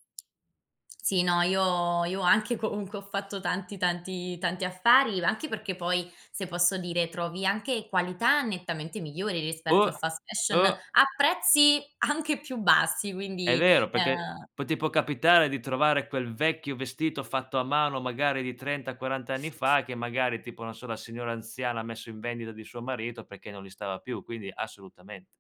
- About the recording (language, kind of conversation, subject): Italian, podcast, Cosa raccontano i tuoi vestiti della tua storia personale?
- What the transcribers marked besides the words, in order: tapping; other background noise